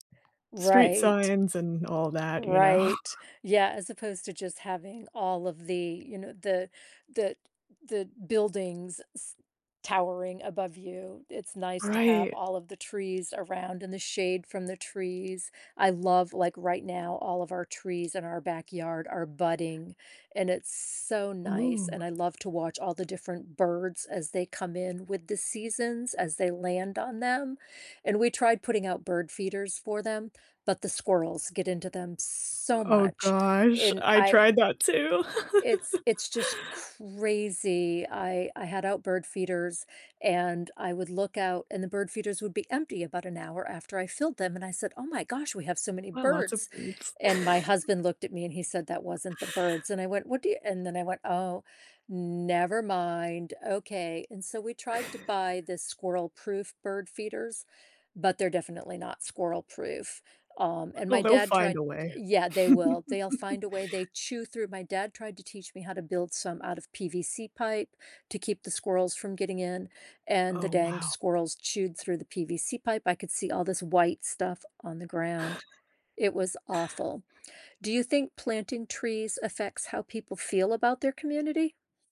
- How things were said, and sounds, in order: other background noise; laughing while speaking: "know"; tapping; laugh; stressed: "crazy"; laugh; chuckle; laugh; chuckle
- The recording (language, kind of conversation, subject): English, unstructured, How does planting trees change a neighborhood?
- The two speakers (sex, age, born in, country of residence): female, 25-29, United States, United States; female, 60-64, United States, United States